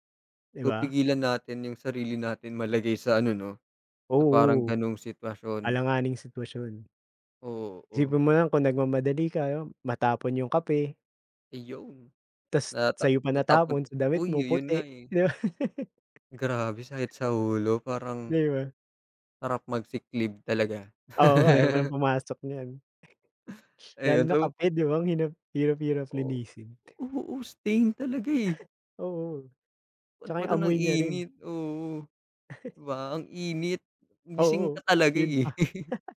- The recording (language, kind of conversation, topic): Filipino, unstructured, Ano ang madalas mong gawin tuwing umaga para maging mas produktibo?
- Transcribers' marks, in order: laugh; laugh; tapping; chuckle; chuckle; laugh; chuckle